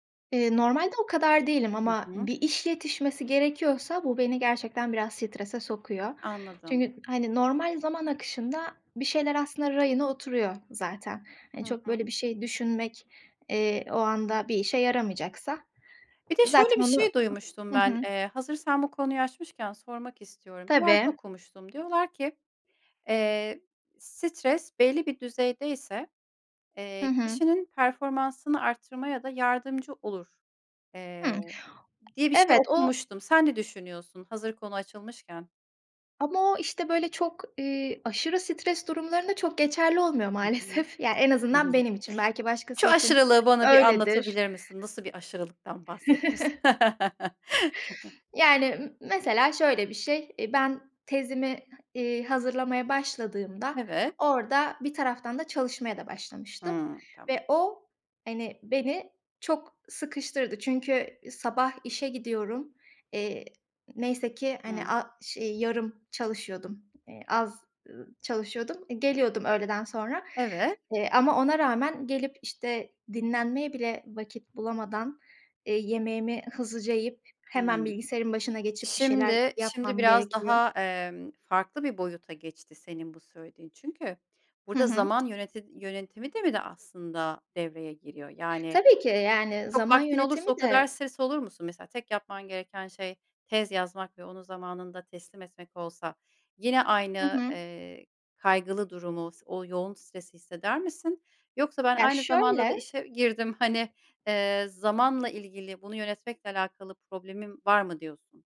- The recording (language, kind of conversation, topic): Turkish, podcast, Stresle başa çıkmak için hangi yöntemleri tercih ediyorsun?
- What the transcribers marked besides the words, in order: tapping; other background noise; laughing while speaking: "maalesef"; chuckle; chuckle; laugh